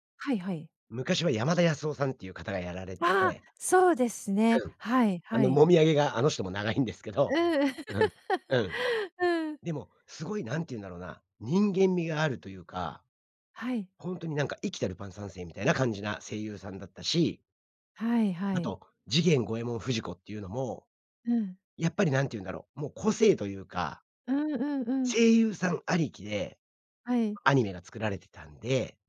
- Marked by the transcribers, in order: laugh; other background noise
- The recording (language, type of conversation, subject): Japanese, podcast, 子どものころ、夢中になって見ていたアニメは何ですか？